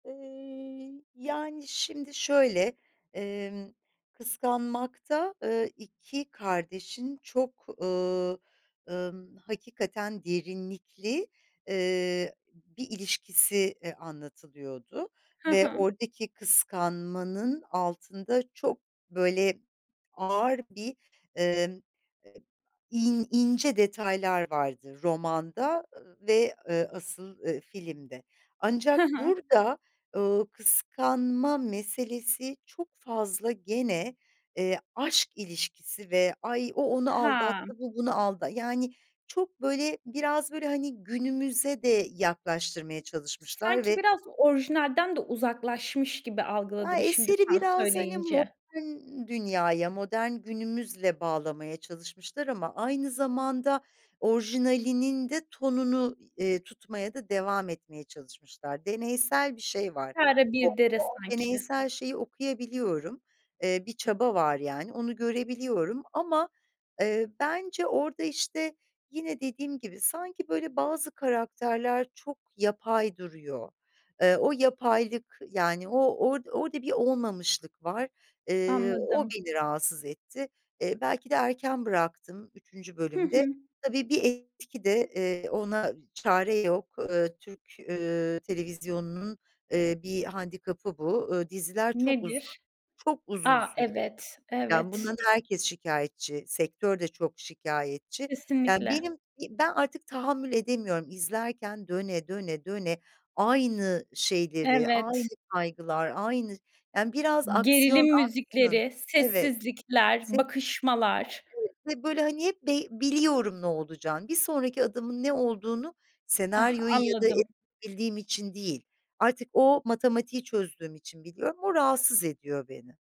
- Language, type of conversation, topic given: Turkish, podcast, Bir diziyi izlemeyi neden bırakırsın, seni en çok ne sıkar?
- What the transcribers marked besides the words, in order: other background noise; tapping